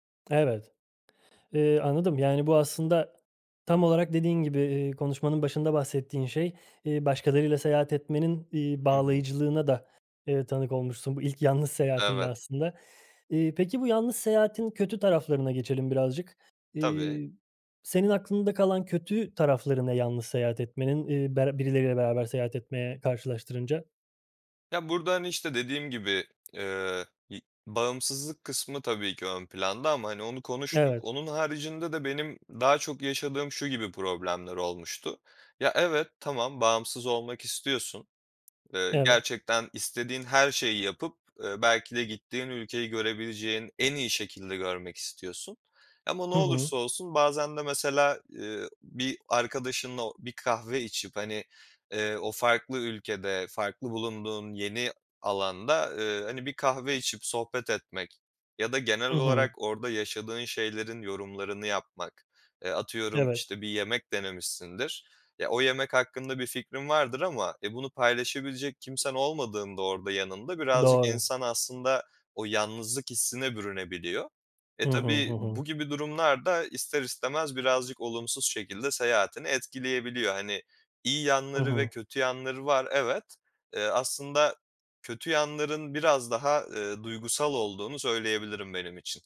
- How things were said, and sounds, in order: other background noise; other noise; tapping
- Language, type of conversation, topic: Turkish, podcast, Yalnız seyahat etmenin en iyi ve kötü tarafı nedir?